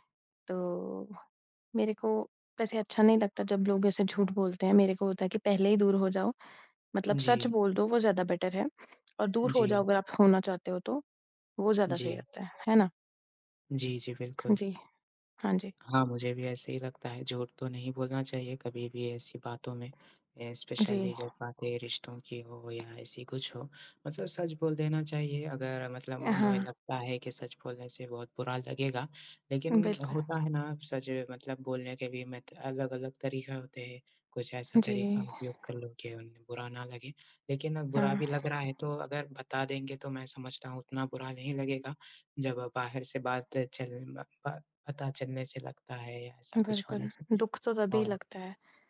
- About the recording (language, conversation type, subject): Hindi, unstructured, क्या झगड़े के बाद दोस्ती फिर से हो सकती है?
- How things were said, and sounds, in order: in English: "बेटर"; other background noise; tapping; in English: "स्पेशली"